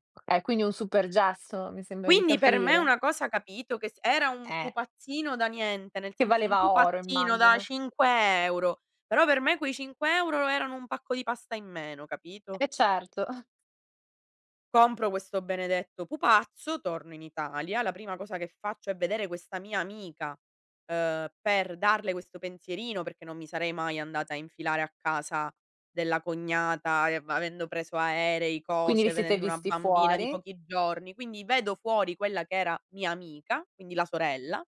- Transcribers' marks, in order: tapping; other background noise
- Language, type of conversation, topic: Italian, podcast, Come gestite i conflitti in famiglia: secondo te è meglio parlarne subito o prendersi del tempo?